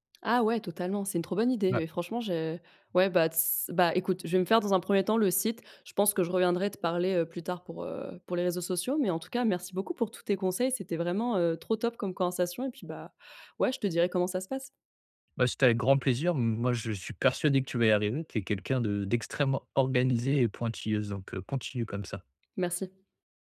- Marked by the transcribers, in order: tapping; stressed: "organisée"
- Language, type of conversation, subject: French, advice, Comment puis-je me faire remarquer au travail sans paraître vantard ?